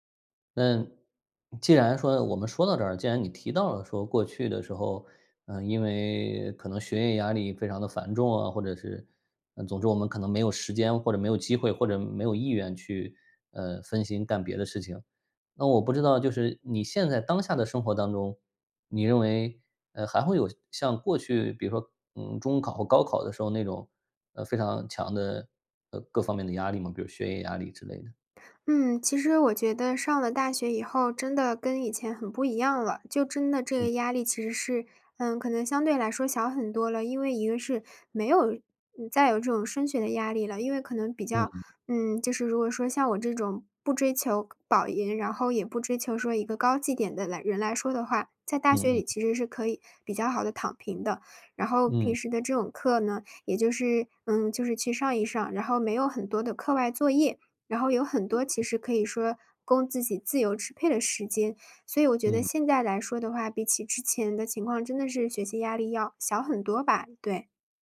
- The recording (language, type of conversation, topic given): Chinese, advice, 社交媒体和手机如何不断分散你的注意力？
- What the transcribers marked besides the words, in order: none